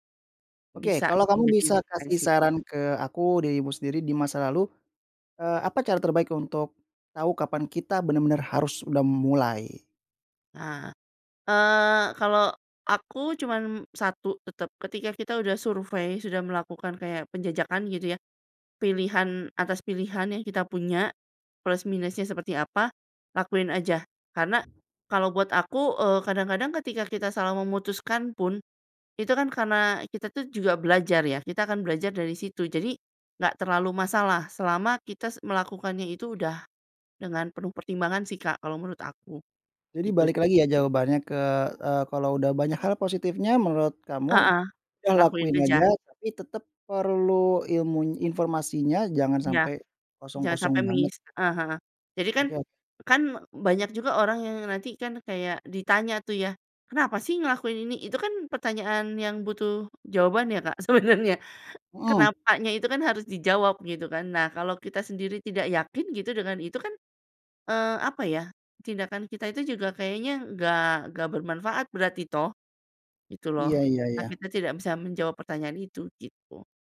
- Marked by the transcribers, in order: other background noise; in English: "missed"; laughing while speaking: "sebenarnya"
- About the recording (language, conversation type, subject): Indonesian, podcast, Kapan kamu memutuskan untuk berhenti mencari informasi dan mulai praktik?